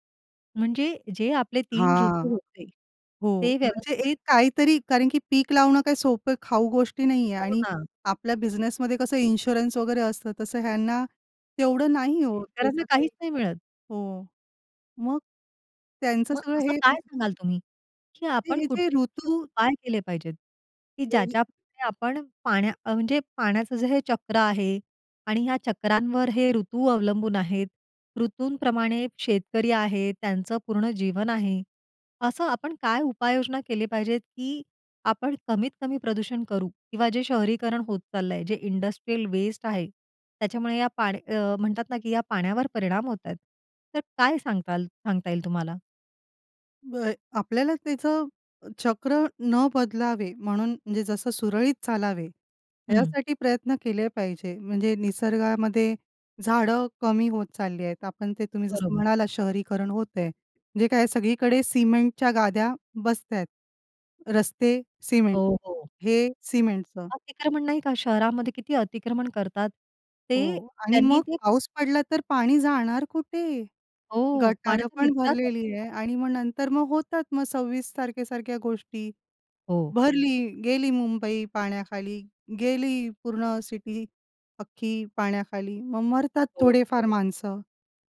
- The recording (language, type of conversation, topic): Marathi, podcast, पाण्याचे चक्र सोप्या शब्दांत कसे समजावून सांगाल?
- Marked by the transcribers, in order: tapping; in English: "इन्शुरन्स"; other noise; in English: "इंडस्ट्रियल वेस्ट"; "होय" said as "बय"; unintelligible speech